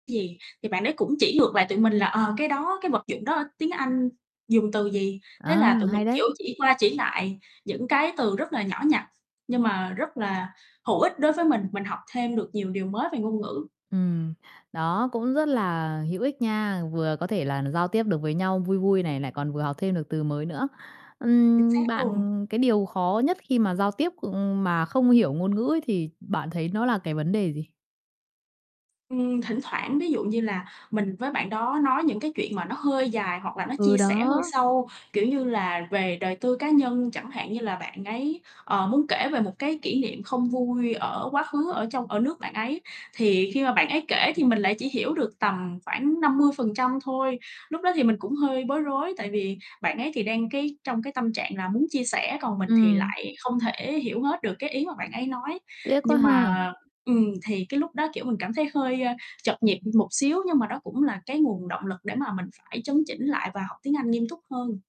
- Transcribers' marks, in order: tapping; other background noise; distorted speech
- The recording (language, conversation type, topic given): Vietnamese, podcast, Bạn có thể kể về một lần bạn và một người lạ không nói cùng ngôn ngữ nhưng vẫn hiểu nhau được không?